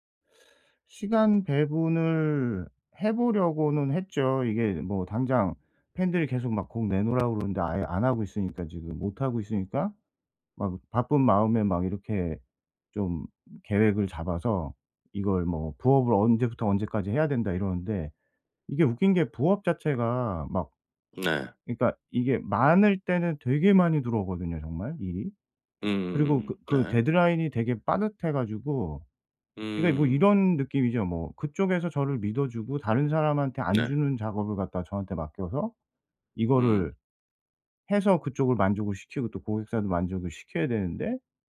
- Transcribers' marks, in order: other background noise; in English: "데드라인이"
- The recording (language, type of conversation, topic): Korean, advice, 매주 정해진 창작 시간을 어떻게 확보할 수 있을까요?